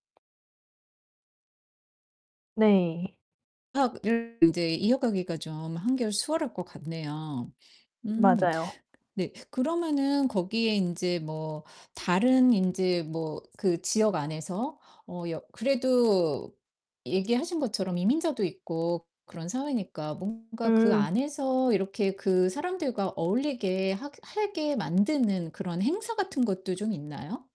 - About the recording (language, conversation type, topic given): Korean, podcast, 다문화 이웃과 자연스럽게 친해지려면 어떻게 하면 좋을까요?
- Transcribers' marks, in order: tapping; mechanical hum; distorted speech; unintelligible speech